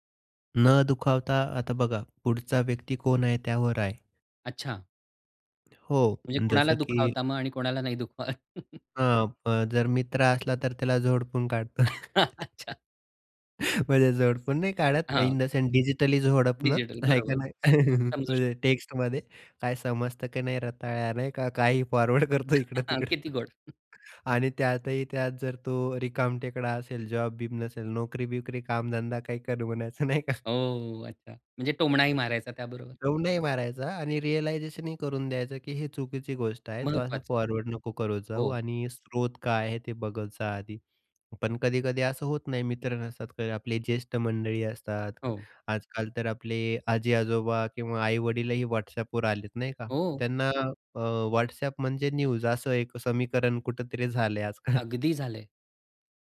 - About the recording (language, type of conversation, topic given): Marathi, podcast, फेक न्यूज आणि दिशाभूल करणारी माहिती तुम्ही कशी ओळखता?
- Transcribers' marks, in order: tapping; other noise; laughing while speaking: "दुखवत?"; chuckle; laughing while speaking: "काढतो. म्हणजे"; cough; laughing while speaking: "अच्छा"; laugh; chuckle; in English: "इन द सेंस"; laughing while speaking: "आहे का नाही"; chuckle; laughing while speaking: "काही फॉरवर्ड करतो इकडं-तिकडं"; in English: "फॉरवर्ड"; chuckle; laughing while speaking: "किती गोड. हं"; laughing while speaking: "म्हणायचं नाही का"; other background noise; in English: "रिअलायझेशनही"; in English: "फॉरवर्ड"; in English: "न्यूज"; laughing while speaking: "आजकाल"